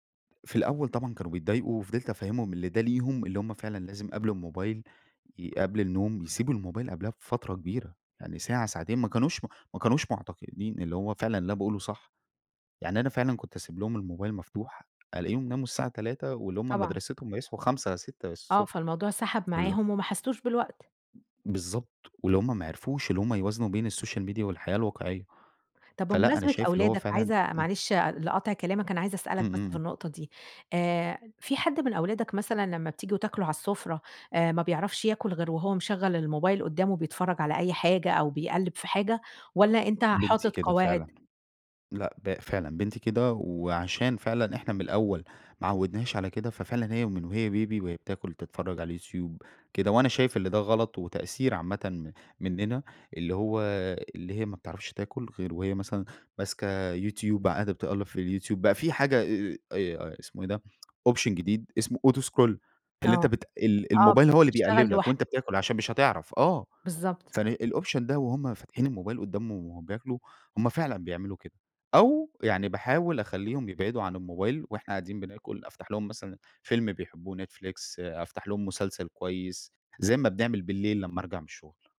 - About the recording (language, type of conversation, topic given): Arabic, podcast, إزاي بتوازن وقتك بين السوشيال ميديا وحياتك الحقيقية؟
- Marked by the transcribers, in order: in English: "الSocial Media"; in English: "option"; in English: "auto scroll"; in English: "الoption"